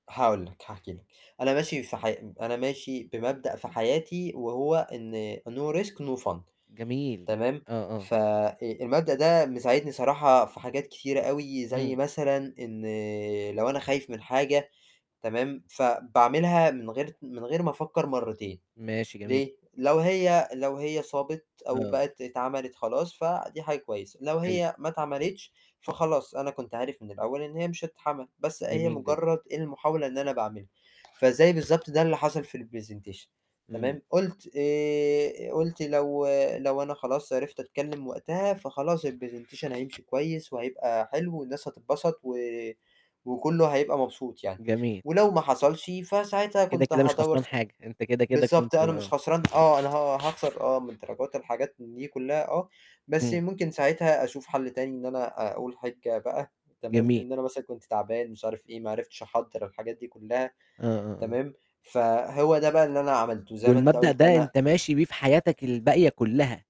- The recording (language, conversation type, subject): Arabic, podcast, إيه الموقف اللي واجهت فيه خوفك واتغلّبت عليه؟
- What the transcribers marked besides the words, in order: in English: "No risk no fun"; "هتتعمل" said as "هتتحمل"; in English: "الPresentation"; other background noise; in English: "الPresentation"